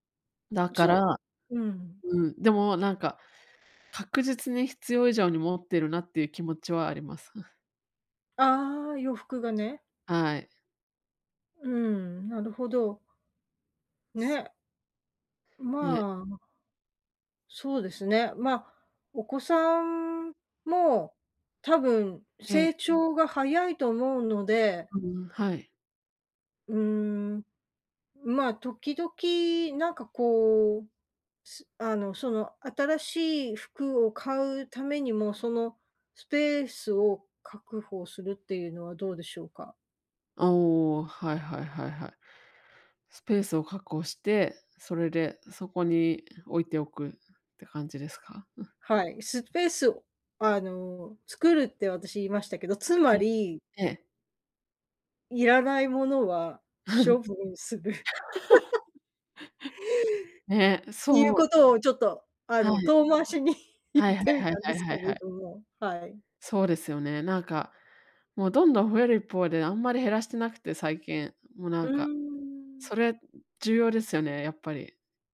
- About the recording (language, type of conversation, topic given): Japanese, advice, 衝動買いを減らすための習慣はどう作ればよいですか？
- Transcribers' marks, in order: other background noise; chuckle; laugh; laugh; laughing while speaking: "言ってみたんですけれども"